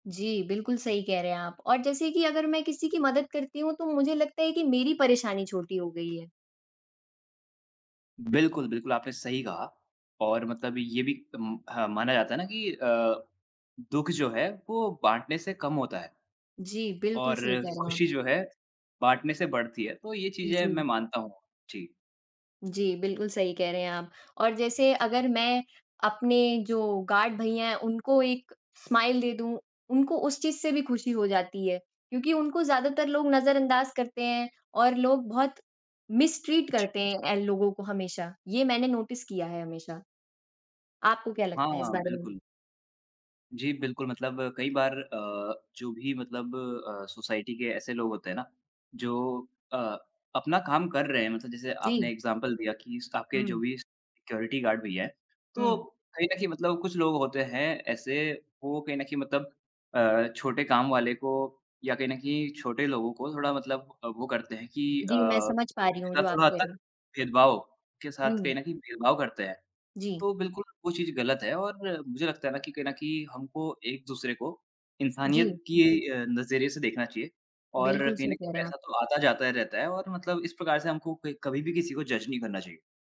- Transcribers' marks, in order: tapping; other background noise; in English: "स्माइल"; in English: "मिस्ट्रीट"; in English: "नोटिस"; in English: "सोसाइटी"; in English: "इग्ज़ैम्पल"; in English: "स्टाफ़"; in English: "सिक्युरिटी गार्ड"; in English: "जज"
- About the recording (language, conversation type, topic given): Hindi, unstructured, क्या आपको लगता है कि दूसरों की मदद करना ज़रूरी है?